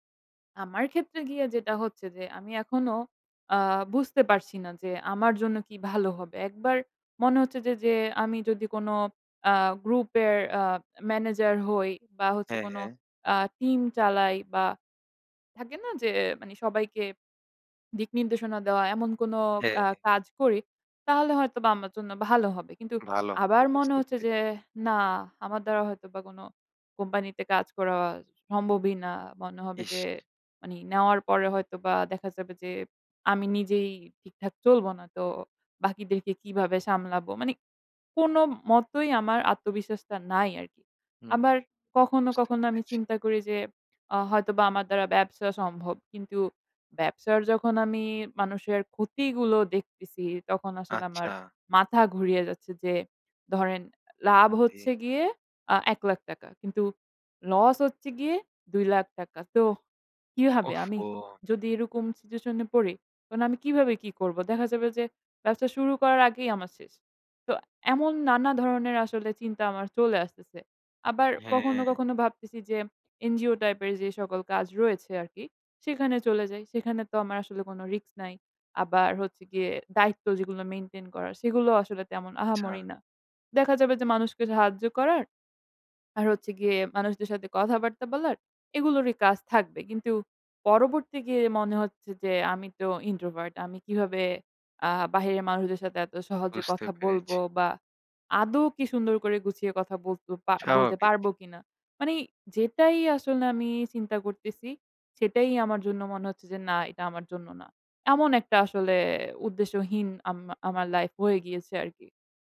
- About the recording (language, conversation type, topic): Bengali, advice, জীবনে স্থায়ী লক্ষ্য না পেয়ে কেন উদ্দেশ্যহীনতা অনুভব করছেন?
- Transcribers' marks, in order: unintelligible speech; "আচ্ছা" said as "চ্ছা"